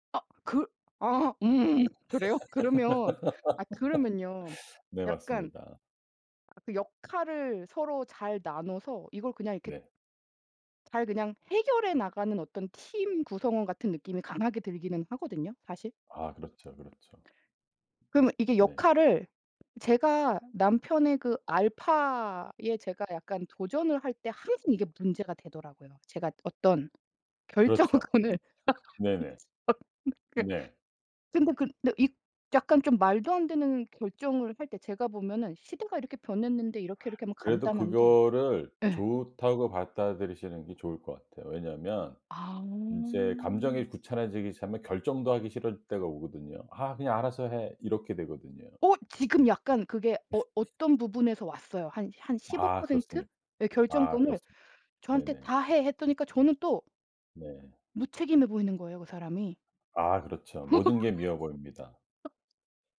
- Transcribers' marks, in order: tapping; laugh; other background noise; laughing while speaking: "결정권을"; unintelligible speech; other noise; drawn out: "아"; laugh; laugh
- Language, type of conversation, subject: Korean, advice, 부부 사이에 말다툼이 잦아 지치는데, 어떻게 하면 갈등을 줄일 수 있을까요?
- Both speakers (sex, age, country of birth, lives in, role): female, 40-44, South Korea, United States, user; male, 55-59, South Korea, United States, advisor